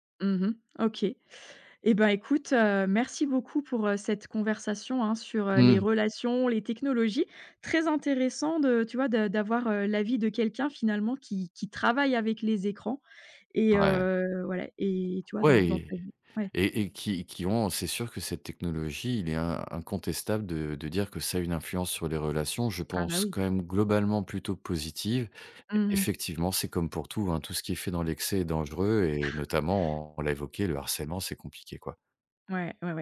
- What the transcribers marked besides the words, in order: tapping; sneeze
- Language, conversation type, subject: French, podcast, Comment la technologie change-t-elle tes relations, selon toi ?